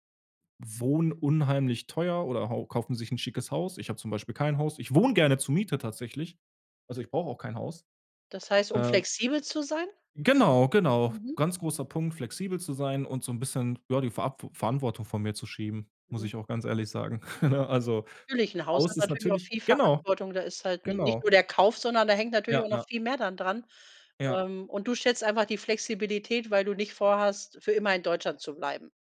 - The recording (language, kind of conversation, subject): German, podcast, Wie beeinflusst Geld dein Gefühl von Erfolg?
- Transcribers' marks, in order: chuckle